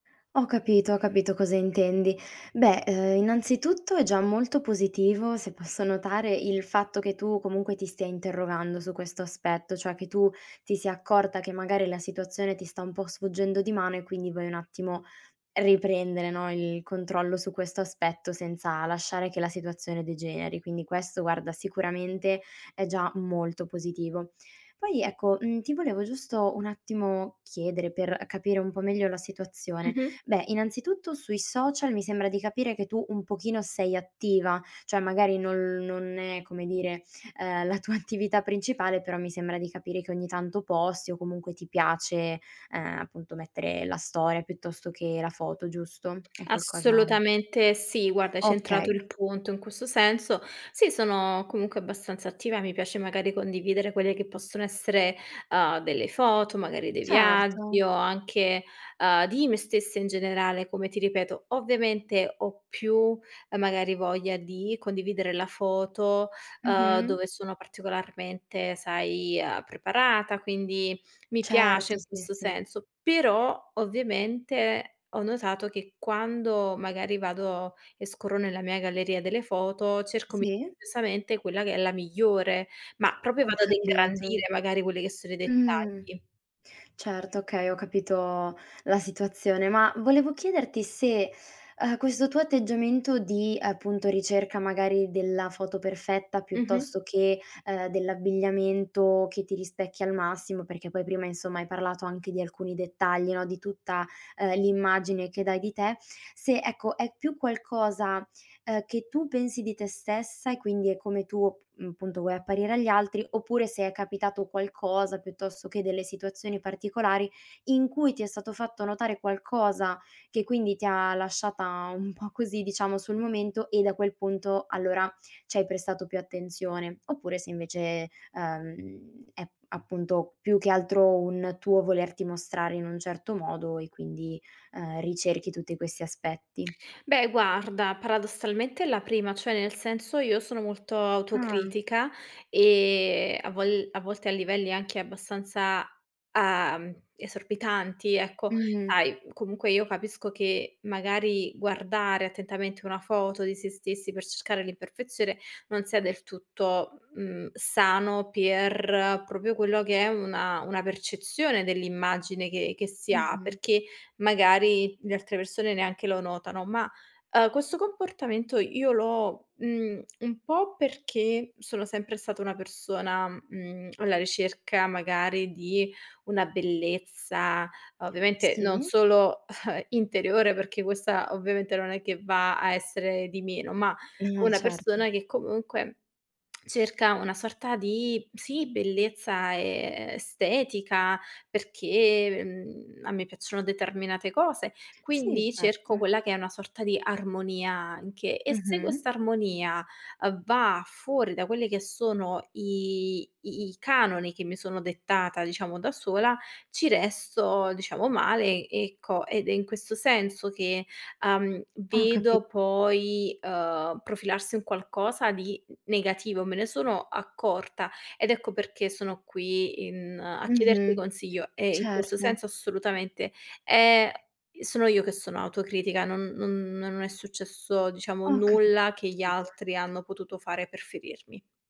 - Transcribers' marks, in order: laughing while speaking: "tua attività"; "meticolosamente" said as "misamente"; "proprio" said as "propio"; tongue click; "proprio" said as "propio"; scoff; tsk
- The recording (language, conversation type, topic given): Italian, advice, Come descriveresti la pressione di dover mantenere sempre un’immagine perfetta al lavoro o sui social?
- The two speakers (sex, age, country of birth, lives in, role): female, 25-29, Italy, Italy, advisor; female, 25-29, Italy, Italy, user